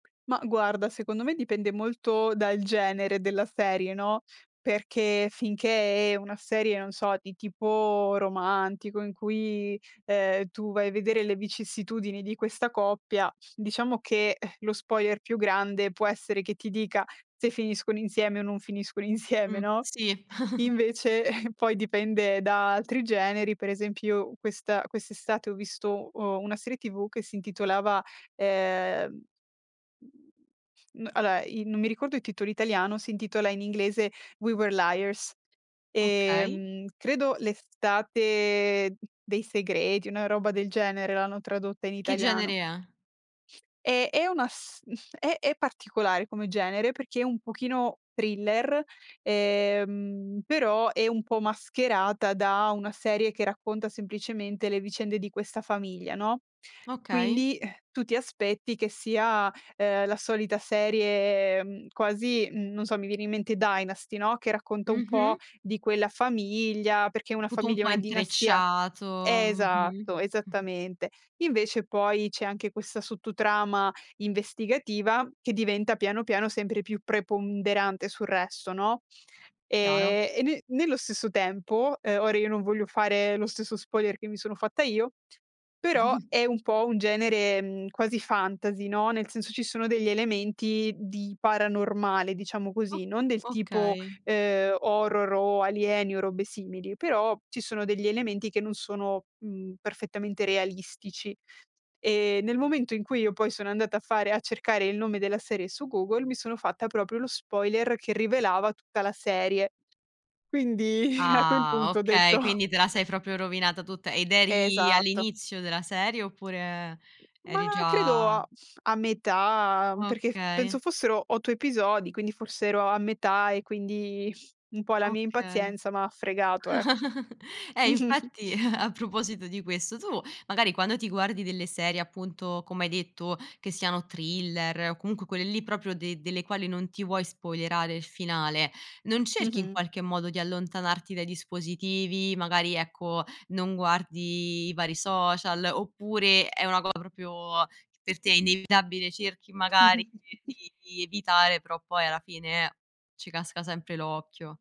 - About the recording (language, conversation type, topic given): Italian, podcast, Come ti comporti con gli spoiler quando tutti ne parlano?
- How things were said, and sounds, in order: exhale; giggle; other background noise; chuckle; "allora" said as "alloa"; sigh; sigh; chuckle; chuckle; chuckle; chuckle; tapping; chuckle